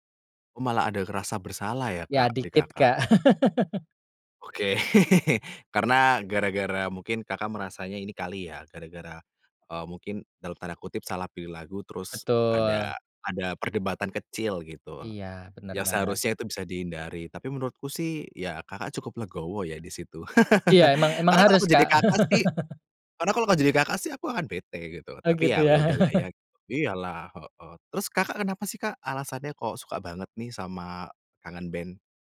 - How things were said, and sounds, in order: laugh; chuckle; laugh; laugh; other background noise; chuckle
- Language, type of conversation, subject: Indonesian, podcast, Pernahkah ada lagu yang memicu perdebatan saat kalian membuat daftar putar bersama?
- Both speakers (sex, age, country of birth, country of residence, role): male, 30-34, Indonesia, Indonesia, guest; male, 30-34, Indonesia, Indonesia, host